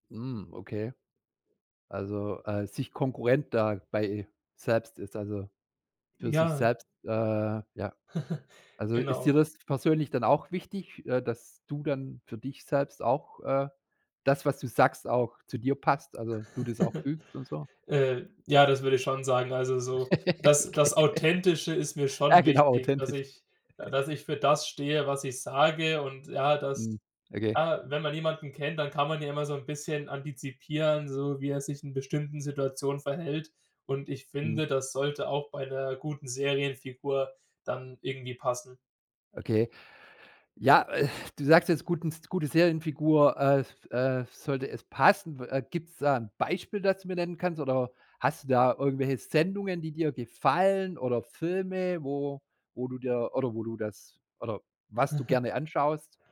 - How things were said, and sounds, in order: giggle; giggle; giggle; joyful: "genau, authentisch"; chuckle; stressed: "sage"; stressed: "passen"; stressed: "Beispiel"; stressed: "gefallen"; chuckle
- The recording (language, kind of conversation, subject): German, podcast, Was macht für dich eine gute Serienfigur aus?